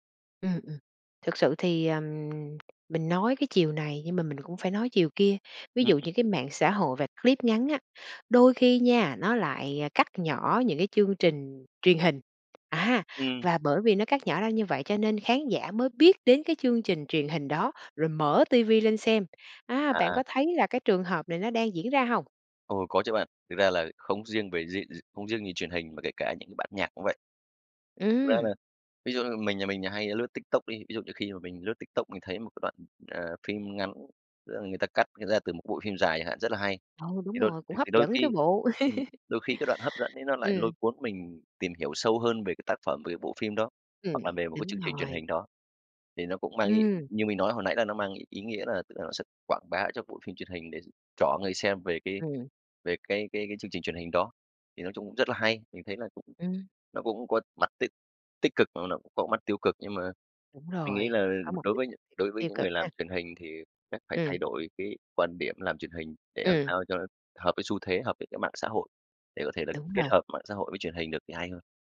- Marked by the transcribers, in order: tapping; other background noise; laugh
- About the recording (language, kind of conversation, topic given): Vietnamese, podcast, Bạn nghĩ mạng xã hội ảnh hưởng thế nào tới truyền hình?